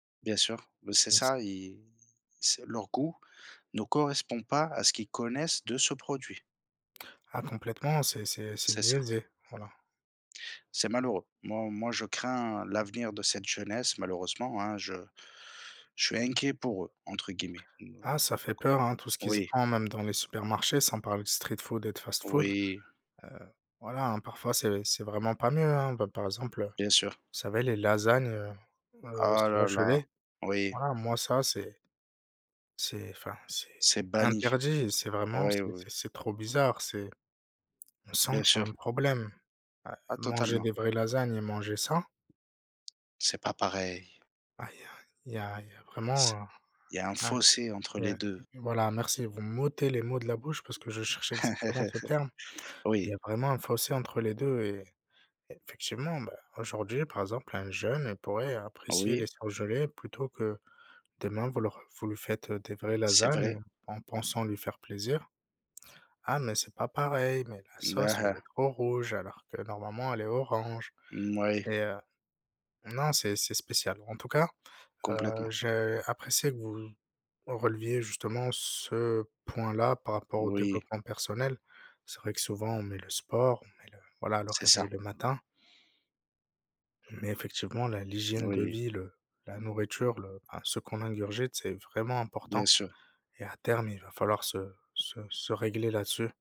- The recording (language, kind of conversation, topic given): French, unstructured, Où vous voyez-vous dans cinq ans sur le plan du développement personnel ?
- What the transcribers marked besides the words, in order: unintelligible speech; other noise; tapping; unintelligible speech; stressed: "m'ôtez"; chuckle